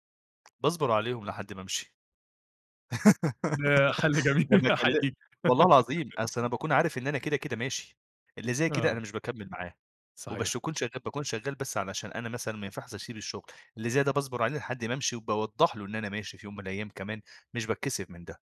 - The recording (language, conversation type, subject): Arabic, podcast, إيه الطريقة اللي بتستخدمها عشان تبني روح الفريق؟
- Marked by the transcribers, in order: tapping; giggle; laughing while speaking: "جميل. أحييك"; laugh; "ينفعش" said as "ينفحس"